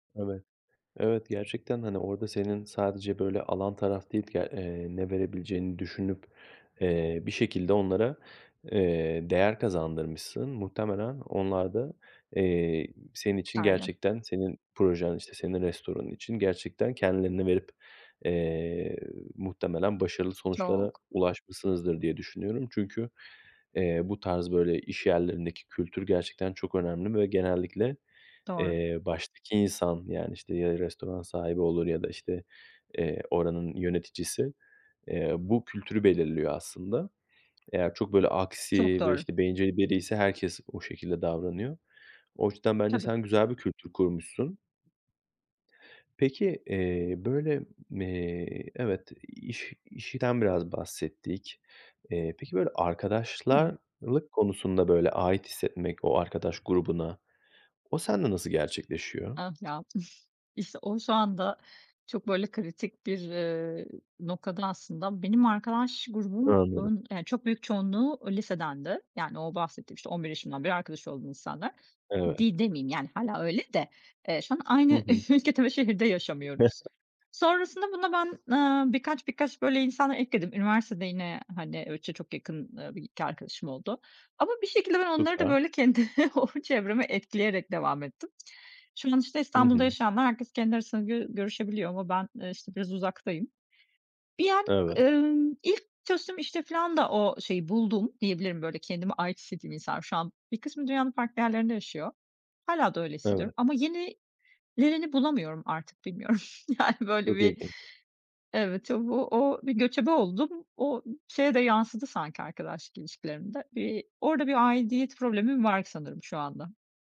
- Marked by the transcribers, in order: other background noise; unintelligible speech; unintelligible speech; scoff; chuckle; laughing while speaking: "kendi"; chuckle; laughing while speaking: "Yani, böyle, bir"
- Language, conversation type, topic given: Turkish, podcast, İnsanların kendilerini ait hissetmesini sence ne sağlar?